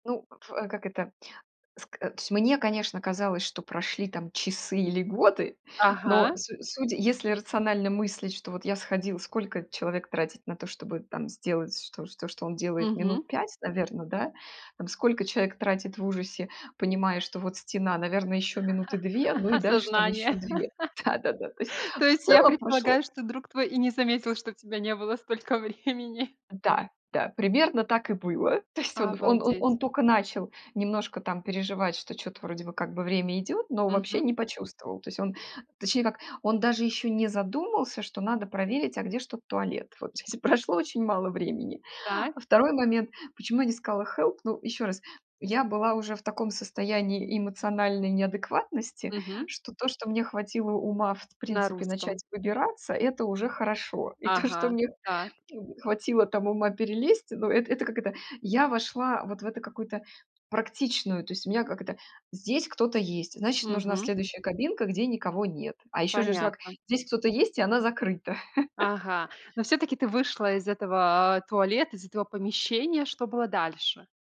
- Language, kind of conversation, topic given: Russian, podcast, Расскажи о случае, когда ты потерялся в путешествии?
- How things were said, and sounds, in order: laugh; laughing while speaking: "Осознание"; laugh; laughing while speaking: "Да-да-да"; laughing while speaking: "столько времени"; other background noise; in English: "help?"; tapping; laugh